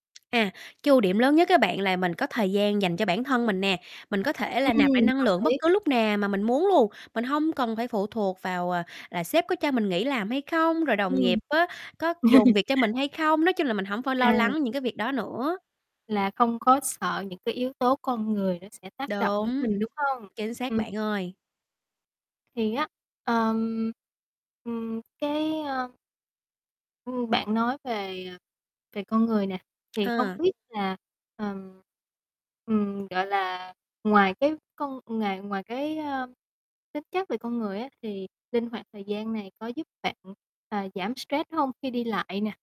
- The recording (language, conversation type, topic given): Vietnamese, podcast, Bạn nghĩ sao về việc làm từ xa hiện nay?
- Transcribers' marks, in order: tapping; distorted speech; other background noise; laugh; background speech; mechanical hum